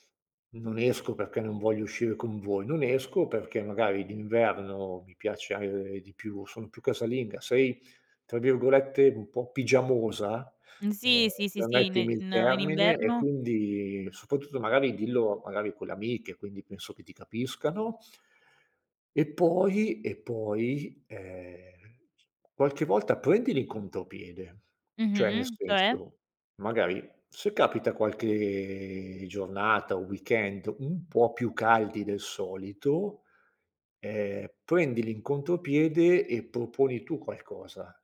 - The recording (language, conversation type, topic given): Italian, advice, Come posso dire di no agli inviti senza sentirmi in colpa quando mi sento socialmente stanco?
- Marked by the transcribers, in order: tapping; "qualche" said as "qualchle"; in English: "weekend"